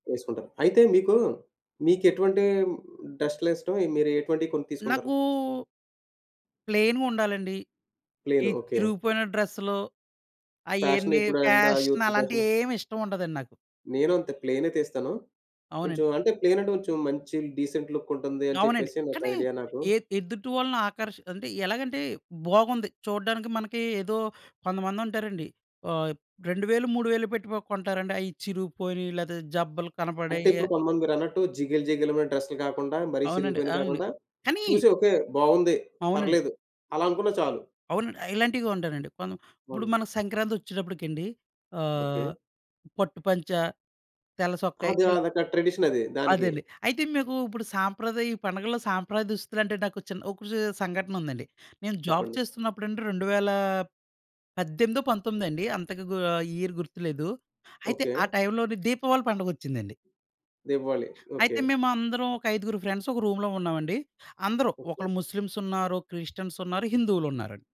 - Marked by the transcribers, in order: other background noise; in English: "ప్లెయిన్‌గుండాలండి"; in English: "ఫ్యాషన్"; in English: "యూత్"; in English: "డీసెంట్ లుక్"; in English: "జాబ్"; in English: "ఇయర్"; in English: "ఫ్రెండ్స్"; in English: "రూమ్‌లో"
- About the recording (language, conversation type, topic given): Telugu, podcast, పండుగల్లో సంప్రదాయ దుస్తుల ప్రాధాన్యం గురించి మీ అభిప్రాయం ఏమిటి?